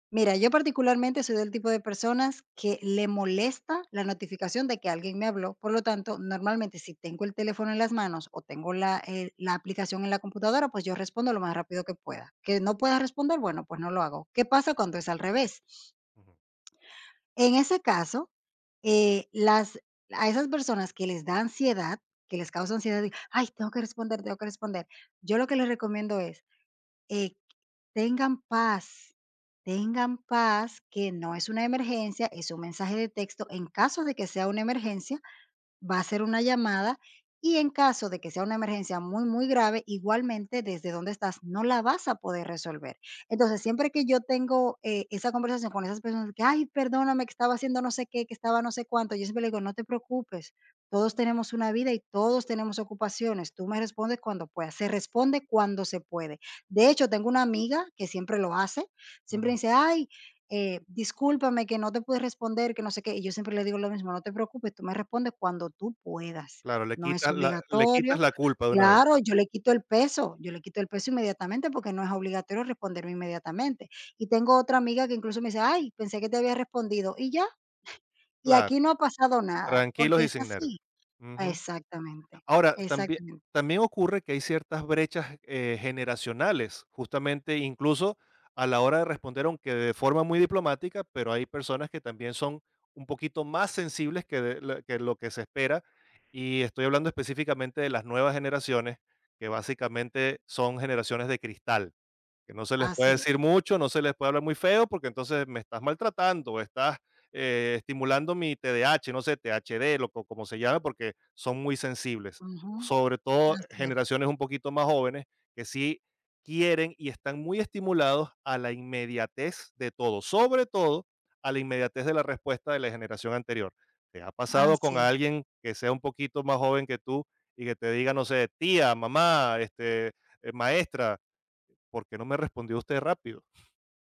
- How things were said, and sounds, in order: chuckle
- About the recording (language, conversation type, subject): Spanish, podcast, ¿Cómo manejas las expectativas de respuesta inmediata en mensajes?
- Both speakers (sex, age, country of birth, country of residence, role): female, 35-39, Dominican Republic, Portugal, guest; male, 50-54, Venezuela, Poland, host